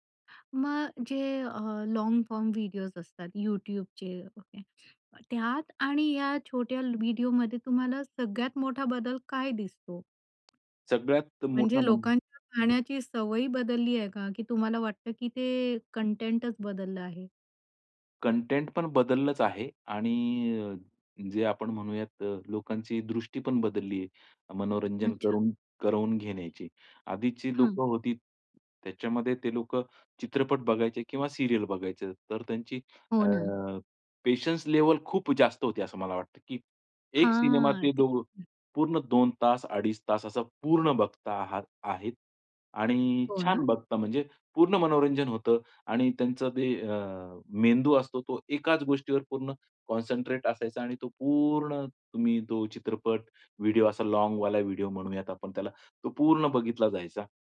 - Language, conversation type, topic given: Marathi, podcast, लघु व्हिडिओंनी मनोरंजन कसं बदललं आहे?
- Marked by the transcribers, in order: in English: "लॉन्ग फॉर्म"; other background noise; in English: "पेशन्स लेवल"; drawn out: "हां"; in English: "कॉन्संट्रेट"; drawn out: "पूर्ण"; in English: "लाँगवॉल"